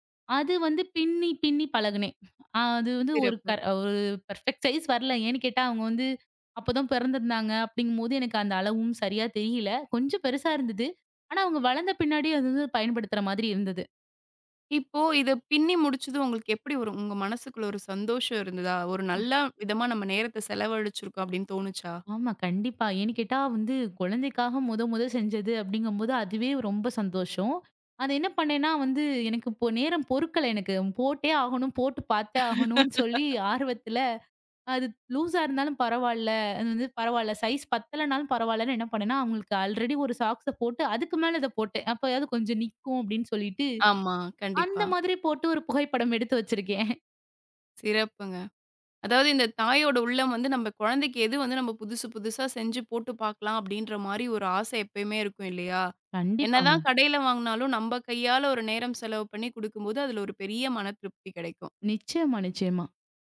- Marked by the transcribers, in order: other background noise; in English: "ப்ரபிக்ட் சைஸ்"; other noise; laugh; chuckle; in English: "சைஸ்"; in English: "அல்ரெடி"; in English: "சாக்ஸ்"; laughing while speaking: "வச்சிருக்கேன்"
- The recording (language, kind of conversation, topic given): Tamil, podcast, நீ கைவினைப் பொருட்களைச் செய்ய விரும்புவதற்கு உனக்கு என்ன காரணம்?